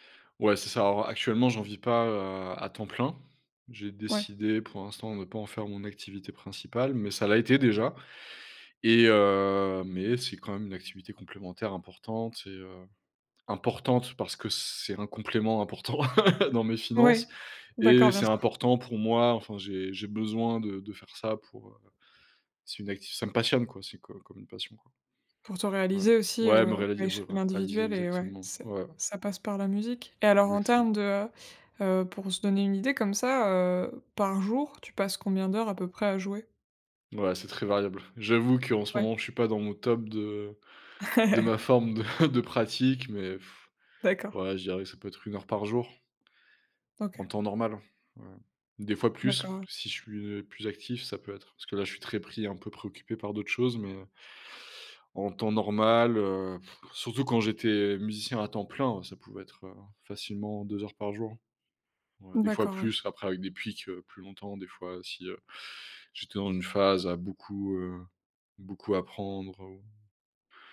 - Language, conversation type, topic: French, podcast, Comment la musique t’aide-t-elle à exprimer tes émotions ?
- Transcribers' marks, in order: stressed: "l'a été"; stressed: "importante"; laughing while speaking: "important"; chuckle; blowing; inhale